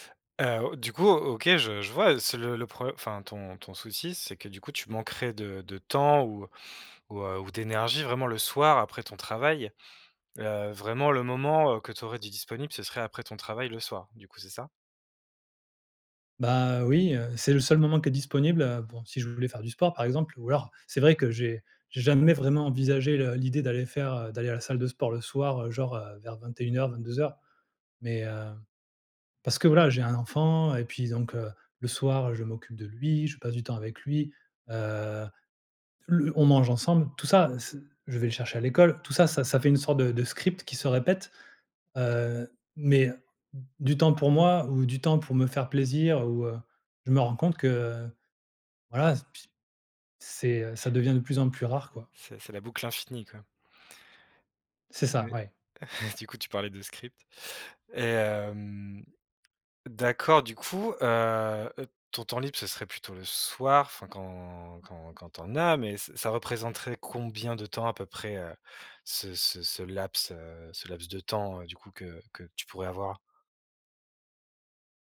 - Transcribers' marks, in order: tapping; chuckle; drawn out: "hem"
- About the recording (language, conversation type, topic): French, advice, Comment votre mode de vie chargé vous empêche-t-il de faire des pauses et de prendre soin de vous ?